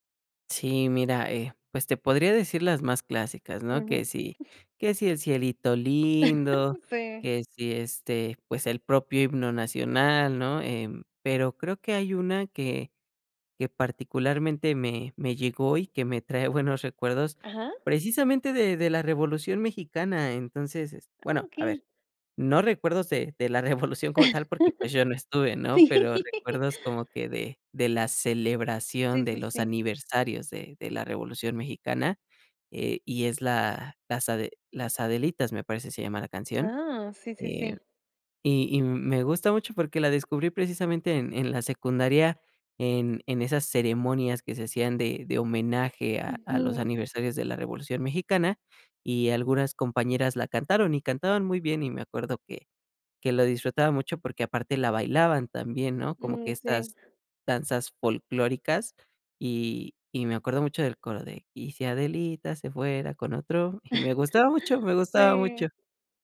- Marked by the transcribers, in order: chuckle; other background noise; laughing while speaking: "Revolución"; chuckle; laughing while speaking: "Sí"; singing: "Y si Adelita se fuera con otro"; chuckle
- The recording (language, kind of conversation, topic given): Spanish, podcast, ¿Qué canción en tu idioma te conecta con tus raíces?